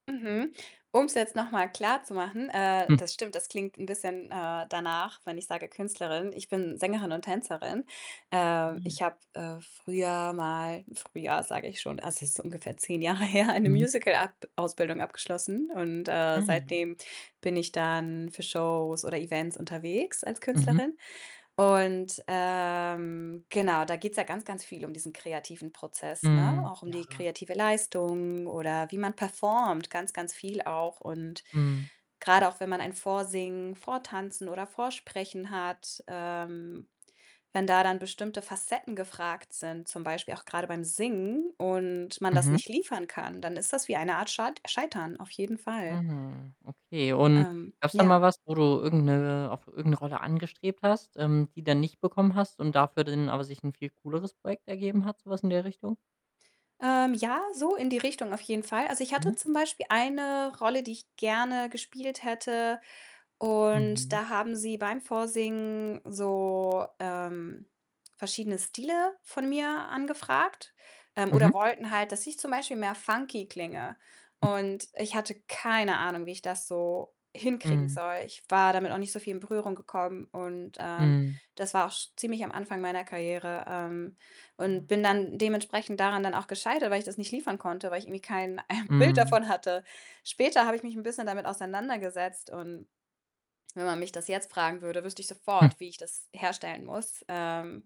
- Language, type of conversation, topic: German, podcast, Welche Rolle spielt Scheitern für dein kreatives Wachstum?
- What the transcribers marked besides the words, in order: distorted speech; snort; laughing while speaking: "Jahre her"; static; chuckle; laughing while speaking: "äh"; snort